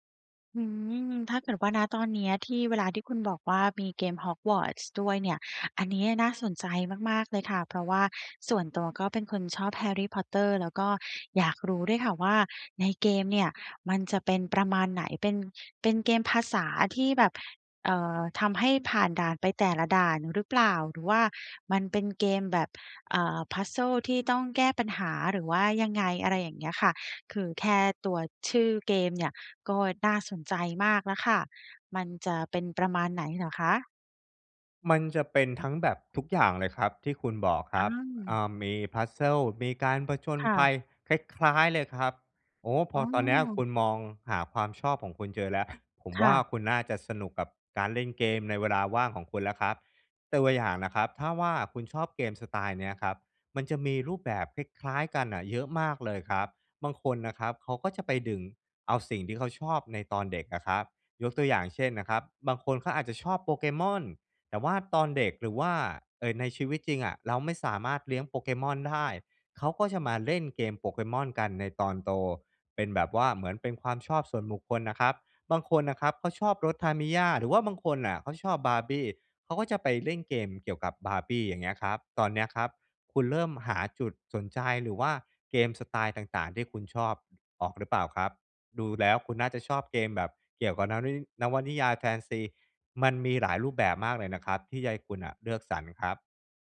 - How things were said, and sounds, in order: in English: "puzzles"; in English: "puzzles"
- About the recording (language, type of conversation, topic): Thai, advice, ฉันจะเริ่มค้นหาความชอบส่วนตัวของตัวเองได้อย่างไร?